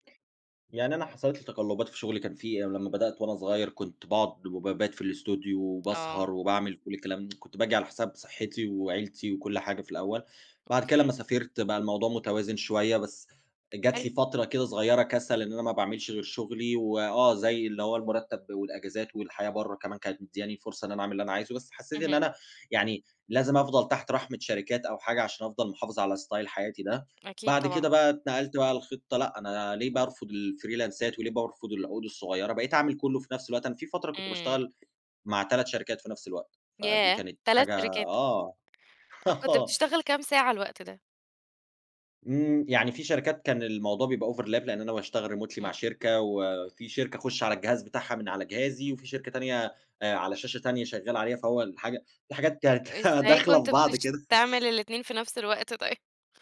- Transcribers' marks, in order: tsk; tapping; in English: "style"; in English: "الفريلانسات"; laughing while speaking: "آه"; in English: "overlap"; in English: "remotely"; chuckle
- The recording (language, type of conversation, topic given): Arabic, podcast, إزاي بتوازن بين طموحك وراحتك؟